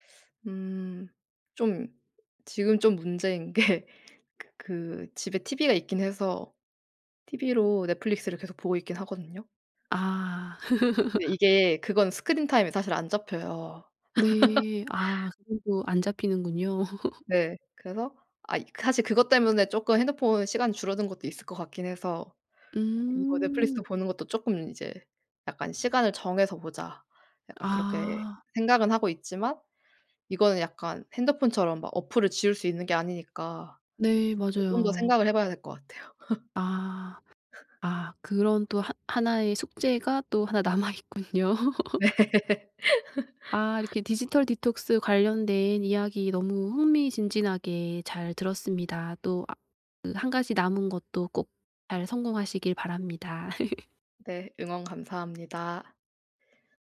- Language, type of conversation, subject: Korean, podcast, 디지털 디톡스는 어떻게 시작하나요?
- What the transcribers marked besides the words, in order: laughing while speaking: "게"; tapping; laugh; laugh; laugh; other background noise; laugh; laughing while speaking: "네"; laugh; laugh